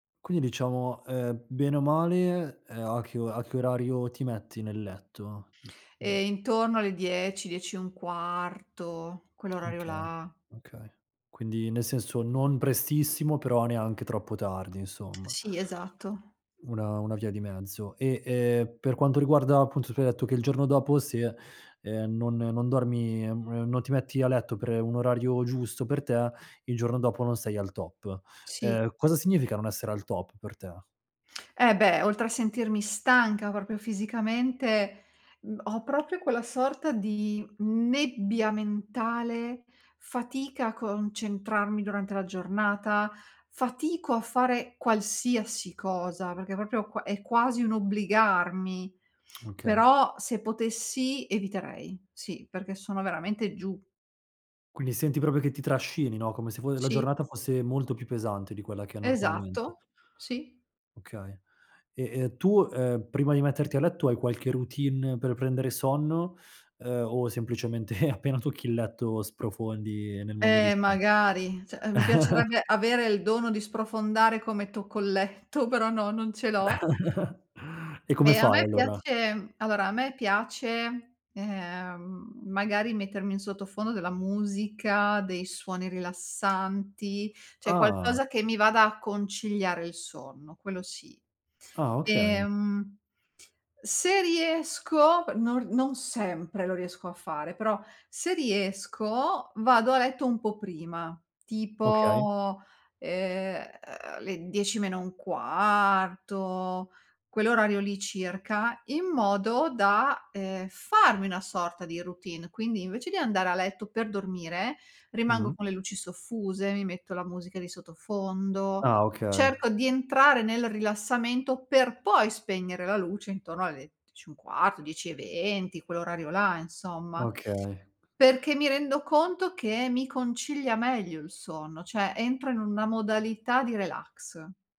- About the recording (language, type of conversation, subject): Italian, podcast, Che ruolo ha il sonno nel tuo equilibrio mentale?
- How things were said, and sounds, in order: tapping; other background noise; stressed: "nebbia mentale"; laughing while speaking: "appena tocchi"; chuckle; chuckle; drawn out: "Ah"; drawn out: "ehm"